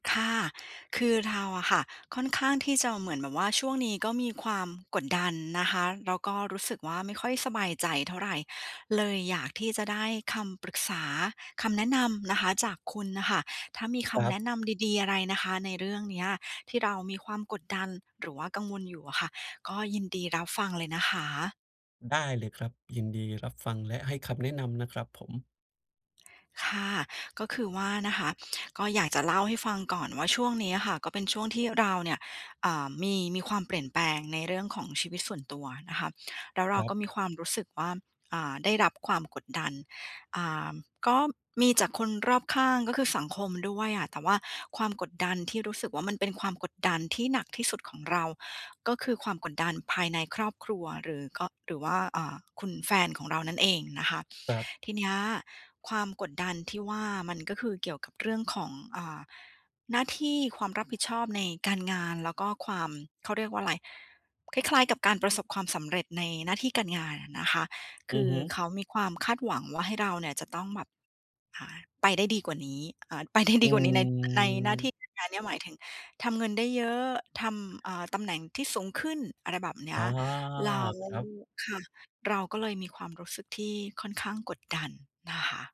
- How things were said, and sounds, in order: lip smack; other background noise; laughing while speaking: "ได้ดีกว่านี้"; drawn out: "อืม"
- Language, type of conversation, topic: Thai, advice, ฉันจะรับมือกับแรงกดดันจากคนรอบข้างให้ใช้เงิน และการเปรียบเทียบตัวเองกับผู้อื่นได้อย่างไร